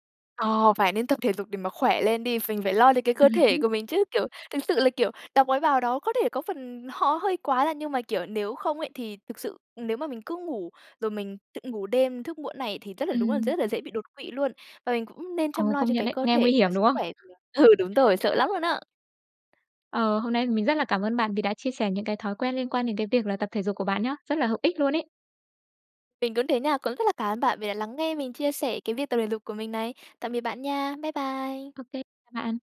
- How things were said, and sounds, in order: "Mình" said as "Phình"; tapping; laughing while speaking: "ừ"
- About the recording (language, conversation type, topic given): Vietnamese, podcast, Bạn duy trì việc tập thể dục thường xuyên bằng cách nào?